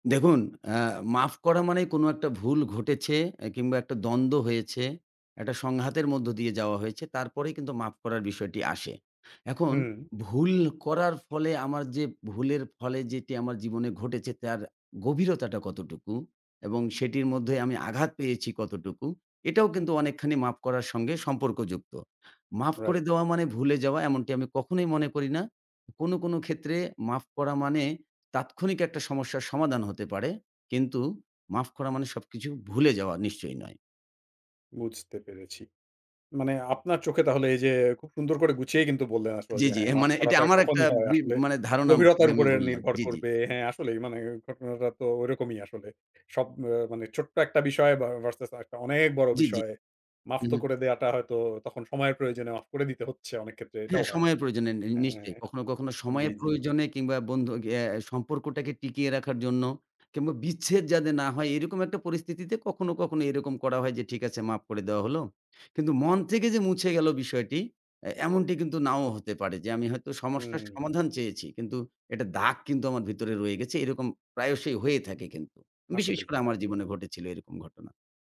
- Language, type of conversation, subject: Bengali, podcast, মাফ করা কি সত্যিই সব ভুলে যাওয়ার মানে?
- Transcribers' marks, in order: tapping; other background noise